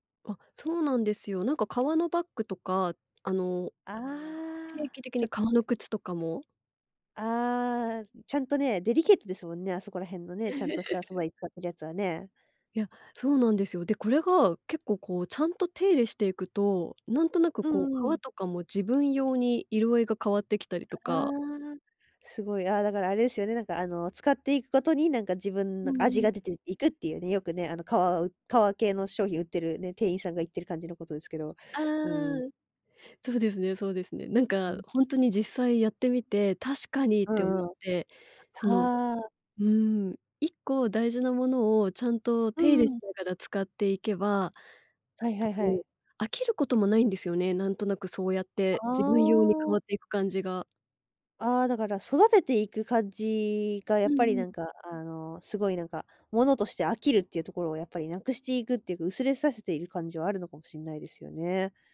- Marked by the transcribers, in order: other noise; laugh; other background noise
- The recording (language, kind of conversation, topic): Japanese, podcast, 物を減らすとき、どんな基準で手放すかを決めていますか？